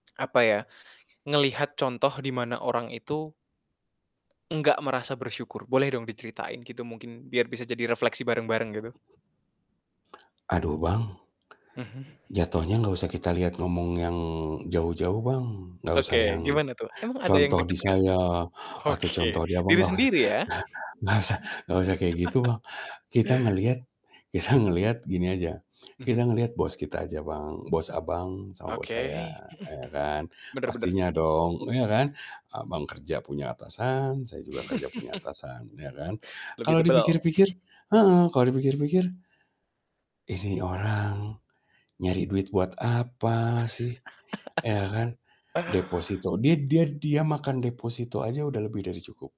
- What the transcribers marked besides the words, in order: tapping; other background noise; static; laughing while speaking: "Oke"; laughing while speaking: "gak us gak usah gak usah"; laugh; laughing while speaking: "kita"; laugh; laugh
- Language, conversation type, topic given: Indonesian, podcast, Apa arti kebahagiaan sederhana bagimu?